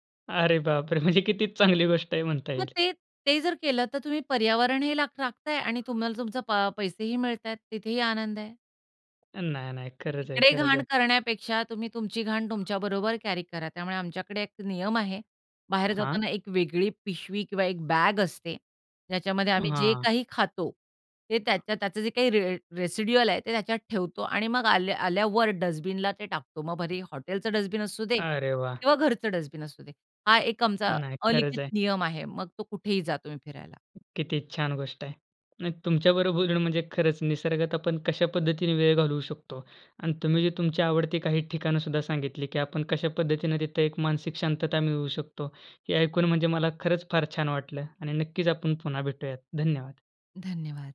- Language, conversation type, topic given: Marathi, podcast, निसर्गात वेळ घालवण्यासाठी तुमची सर्वात आवडती ठिकाणे कोणती आहेत?
- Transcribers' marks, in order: laughing while speaking: "म्हणजे किती चांगली गोष्ट आहे म्हणता येईल"; tapping; in English: "कॅरी"; in English: "रे रेसिडुअल"; other background noise